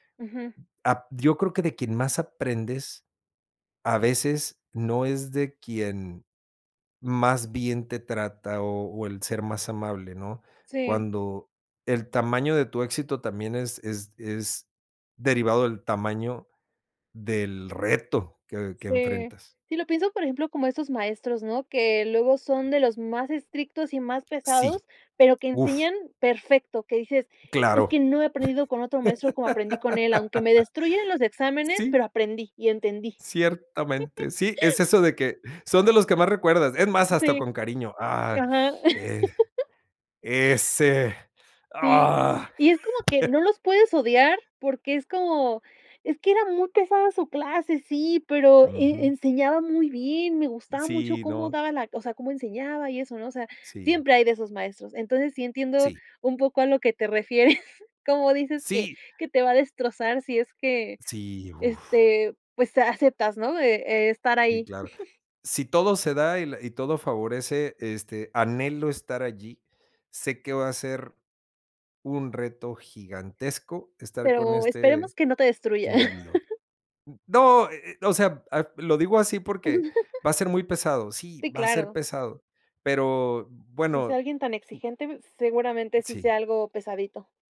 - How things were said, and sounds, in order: laugh; chuckle; laugh; laugh; chuckle; chuckle; chuckle; chuckle; other noise
- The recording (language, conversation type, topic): Spanish, podcast, ¿Qué esperas de un buen mentor?